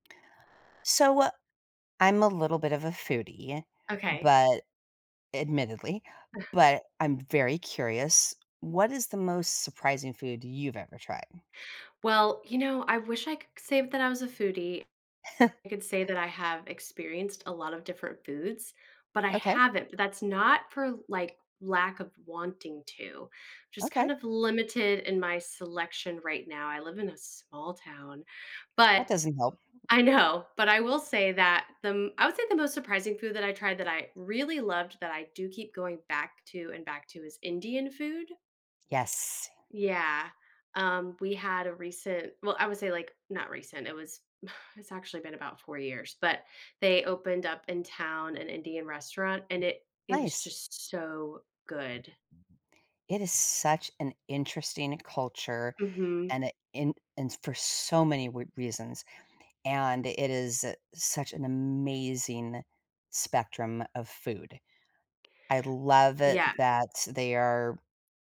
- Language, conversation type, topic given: English, unstructured, What is the most surprising food you have ever tried?
- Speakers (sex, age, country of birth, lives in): female, 45-49, United States, United States; female, 55-59, United States, United States
- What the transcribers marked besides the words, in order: chuckle; laugh; laughing while speaking: "I know"; other background noise; tsk; exhale